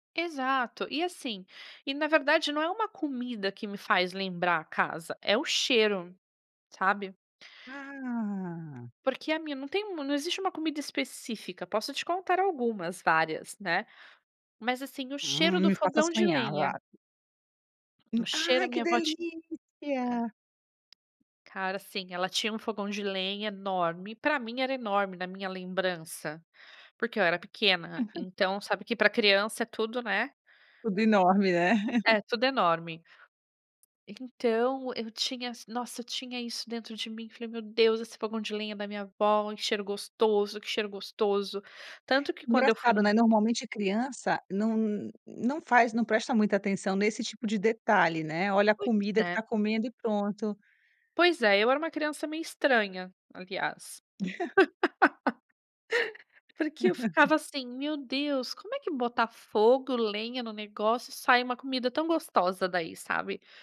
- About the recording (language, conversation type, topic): Portuguese, podcast, Que comida faz você se sentir em casa só de pensar nela?
- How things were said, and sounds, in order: tapping; other noise; laugh; chuckle; laugh